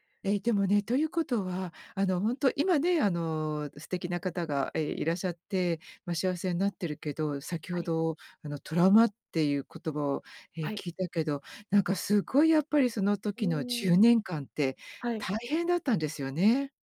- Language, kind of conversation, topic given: Japanese, podcast, 後悔を抱えていた若い頃の自分に、今のあなたは何を伝えたいですか？
- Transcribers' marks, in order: none